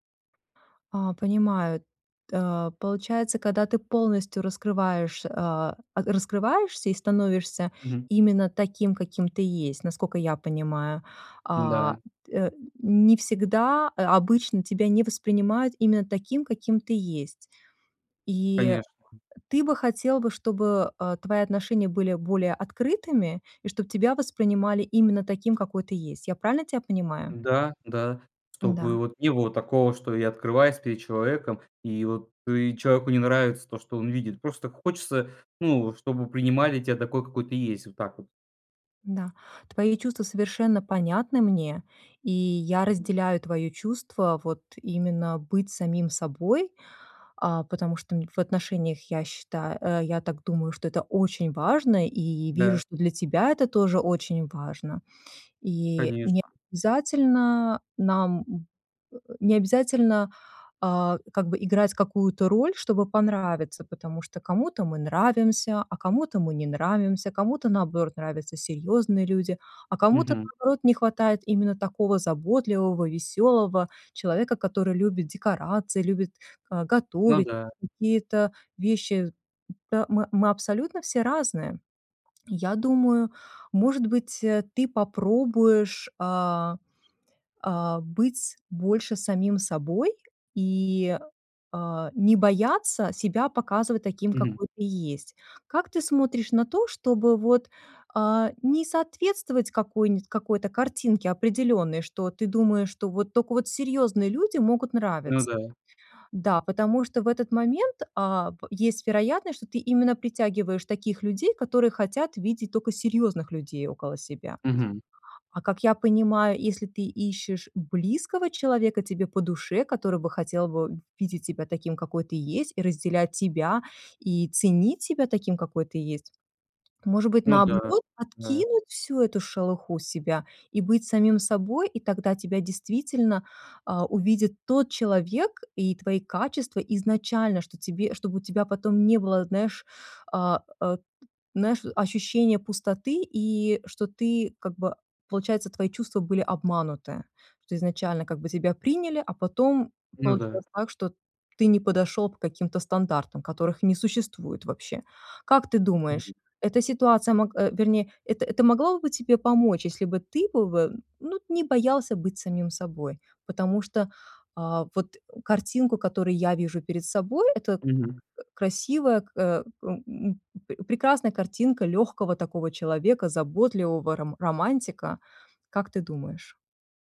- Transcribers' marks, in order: tapping; other background noise
- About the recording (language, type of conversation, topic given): Russian, advice, Чего вы боитесь, когда становитесь уязвимыми в близких отношениях?